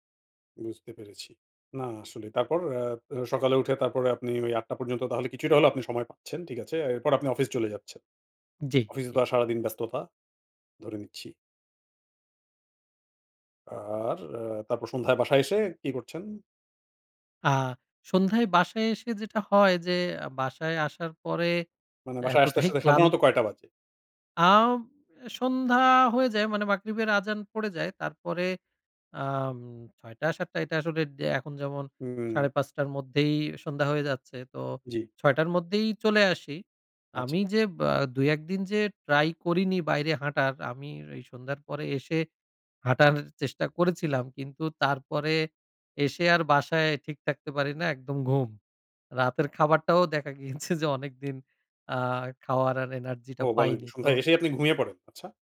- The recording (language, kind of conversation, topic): Bengali, advice, নিয়মিত হাঁটা বা বাইরে সময় কাটানোর কোনো রুটিন কেন নেই?
- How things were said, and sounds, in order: in English: "try"; laughing while speaking: "গিয়েছে যে অনেকদিন"; in English: "energy"